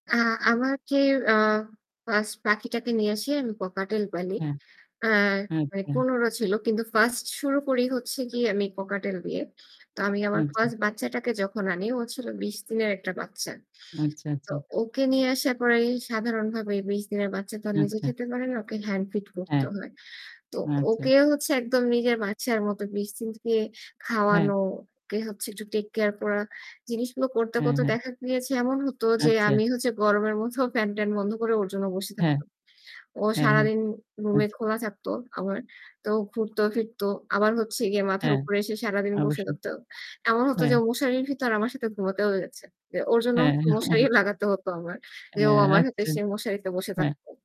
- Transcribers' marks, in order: static; in English: "হ্যান্ড ফিড"; unintelligible speech; laughing while speaking: "হ্যাঁ, অবশ্যই"; "আচ্ছা" said as "আচ্চা"
- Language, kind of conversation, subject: Bengali, unstructured, আপনি কি বিশ্বাস করেন যে প্রাণীর সঙ্গে মানুষের বন্ধুত্ব সত্যিকারের হয়?